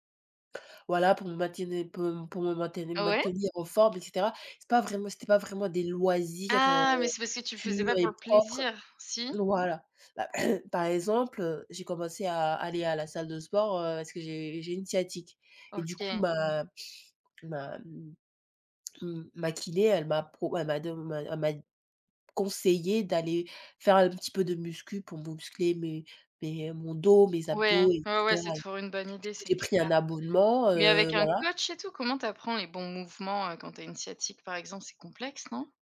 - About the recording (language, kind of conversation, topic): French, unstructured, Penses-tu que le sport peut aider à gérer le stress ?
- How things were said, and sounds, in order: "maintenir" said as "mintiner"; "muscler" said as "mousclé"